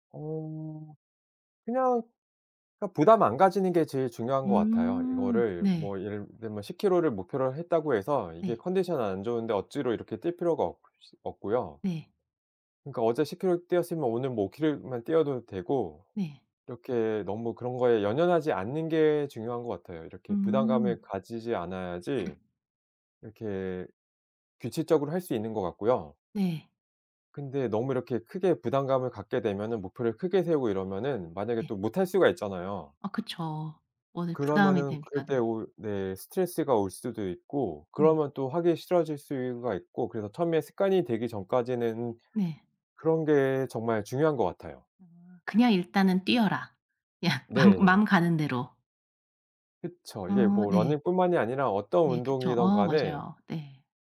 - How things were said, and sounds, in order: other background noise; tapping; door
- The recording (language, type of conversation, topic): Korean, podcast, 규칙적으로 운동하는 습관은 어떻게 만들었어요?